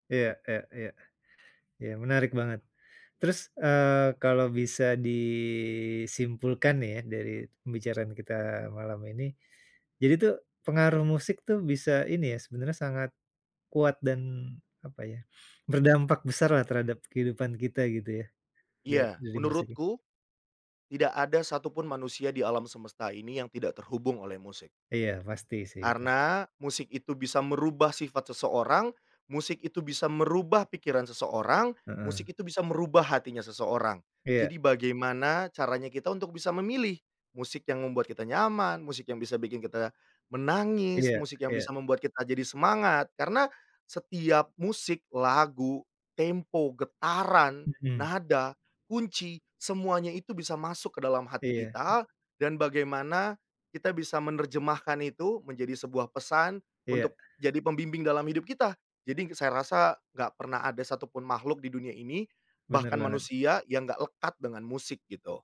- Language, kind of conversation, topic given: Indonesian, podcast, Bagaimana musik dapat membangkitkan kembali ingatan tertentu dengan cepat?
- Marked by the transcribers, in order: tapping